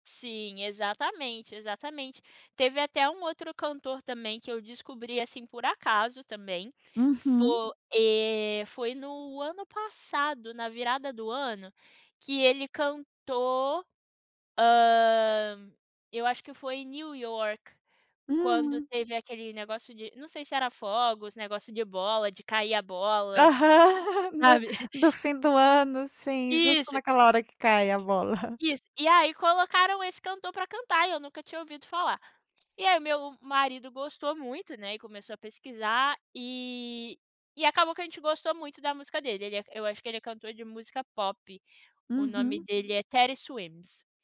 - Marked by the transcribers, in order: laugh; chuckle; other background noise; chuckle
- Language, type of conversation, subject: Portuguese, podcast, Tem algum artista que você descobriu por acaso e virou fã?